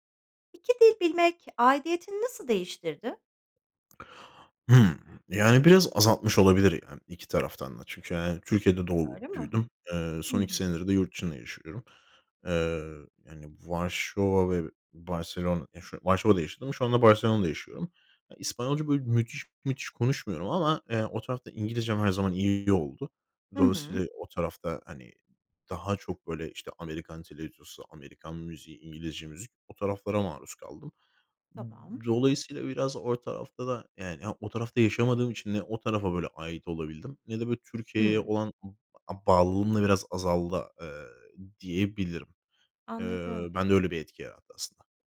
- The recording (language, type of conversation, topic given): Turkish, podcast, İki dilli olmak aidiyet duygunu sence nasıl değiştirdi?
- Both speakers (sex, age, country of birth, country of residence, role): female, 45-49, Turkey, Netherlands, host; male, 25-29, Turkey, Spain, guest
- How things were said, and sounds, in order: "televizyonu" said as "televizyosu"